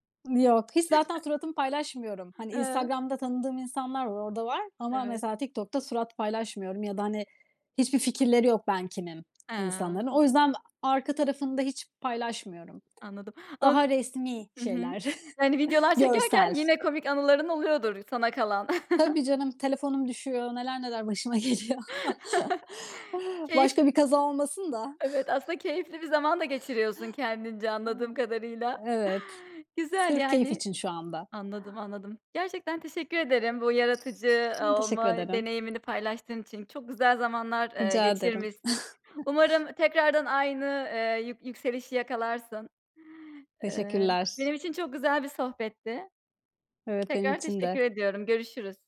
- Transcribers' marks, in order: chuckle; other background noise; chuckle; chuckle; laughing while speaking: "geliyor"; chuckle; chuckle; chuckle; tapping
- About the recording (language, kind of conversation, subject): Turkish, podcast, Sosyal medya, yaratıcılık sürecini nasıl değiştirdi?